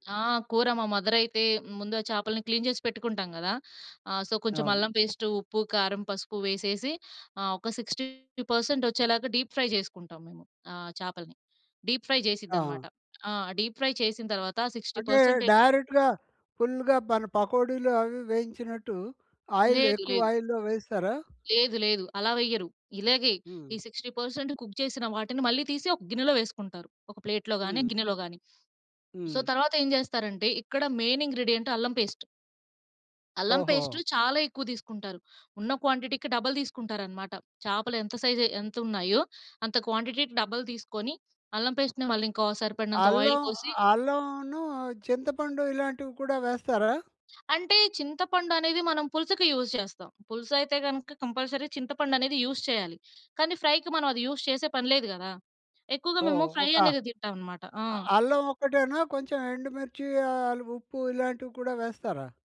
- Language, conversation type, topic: Telugu, podcast, అమ్మ వంటల వాసన ఇంటి అంతటా ఎలా పరిమళిస్తుంది?
- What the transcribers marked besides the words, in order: in English: "మదర్"; in English: "క్లీన్"; in English: "సో"; in English: "పేస్ట్"; in English: "సిక్స్టీ పర్సెంట్"; in English: "డీప్ ఫ్రై"; in English: "డీప్ ఫ్రై"; in English: "డీప్ ఫ్రై"; in English: "సిక్స్టీ పర్సెంట్"; in English: "డైరెక్ట్‌గా ఫుల్‌గా"; in English: "ఆయిల్"; in English: "ఆయిల్‌లో"; in English: "సిక్స్టీ పర్సెంట్ కుక్"; in English: "ప్లేట్‌లో"; in English: "సో"; in English: "మెయిన్ ఇంగ్రీడియెన్ట్"; in English: "పేస్ట్"; in English: "క్వాంటిటీకి డబల్"; in English: "సైజ్"; in English: "క్వాంటిటీకి డబల్"; in English: "పేస్ట్‌ని"; in English: "ఆయిల్"; in English: "యూజ్"; in English: "కంపల్సరీ"; in English: "యూజ్"; in English: "ఫ్రైకి"; in English: "యూజ్"; in English: "ఫ్రై"